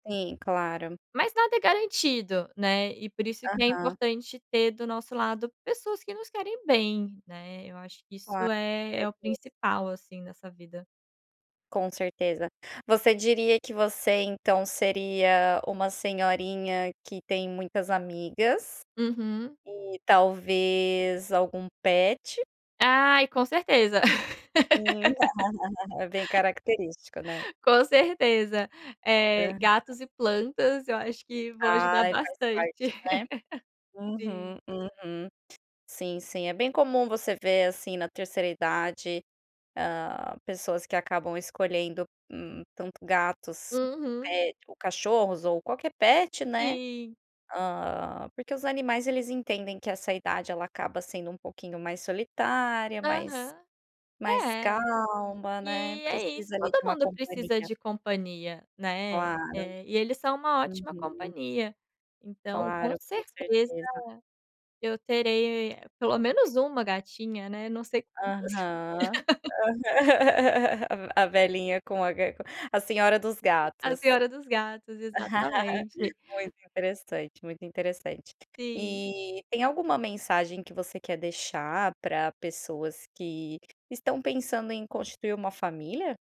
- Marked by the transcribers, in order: unintelligible speech; laugh; other background noise; laugh; laugh; laugh
- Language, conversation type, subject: Portuguese, podcast, O que significa família para você hoje em dia?